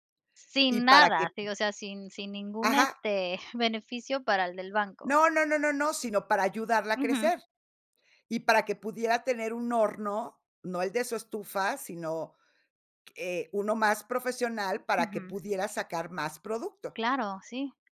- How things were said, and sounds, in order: none
- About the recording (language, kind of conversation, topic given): Spanish, podcast, ¿Cómo apoyas a los productores locales y por qué es importante hacerlo?